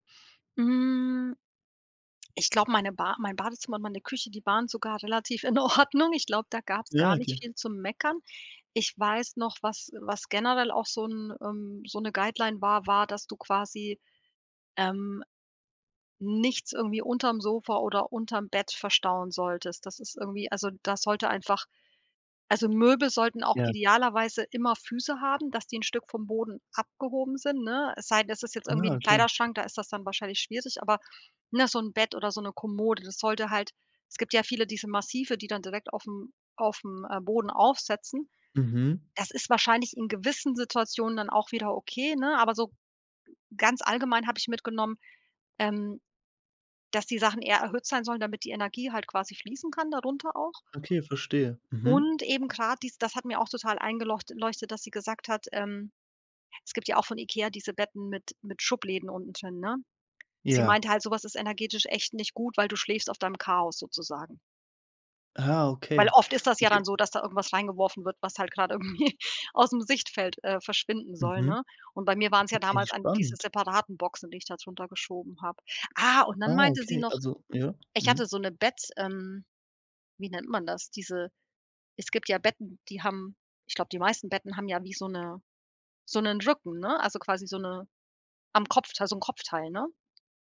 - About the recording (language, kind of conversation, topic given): German, podcast, Was machst du, um dein Zuhause gemütlicher zu machen?
- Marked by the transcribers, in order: laughing while speaking: "in Ordnung"; laughing while speaking: "irgendwie"; other background noise